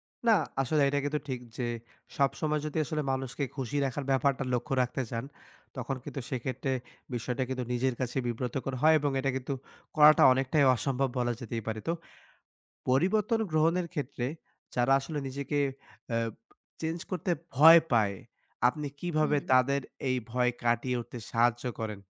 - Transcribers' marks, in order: none
- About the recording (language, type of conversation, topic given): Bengali, podcast, পরিবর্তনের সময়ে মানুষ কীভাবে প্রতিক্রিয়া দেখিয়েছিল, আর আপনি তা কীভাবে সামলেছিলেন?